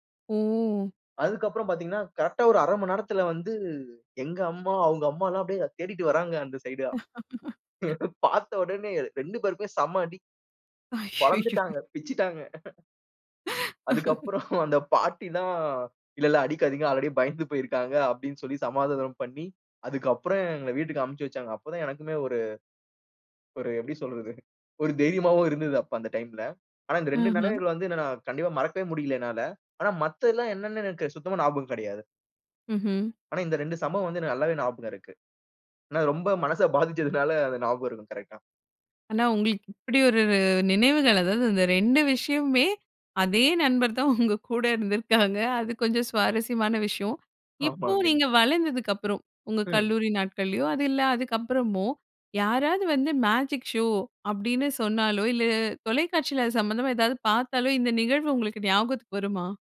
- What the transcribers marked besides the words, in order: laugh; tapping; chuckle; laughing while speaking: "அய்யயோ!"; chuckle; laugh; chuckle; in English: "ஆல்ரெடி"; laughing while speaking: "சொல்றது?"; laughing while speaking: "பாதிச்சதனால"; laughing while speaking: "உங்க கூட இருந்திருக்காங்க"; laughing while speaking: "ஆமாங்க"
- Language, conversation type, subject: Tamil, podcast, உங்கள் முதல் நண்பருடன் நீங்கள் எந்த விளையாட்டுகளை விளையாடினீர்கள்?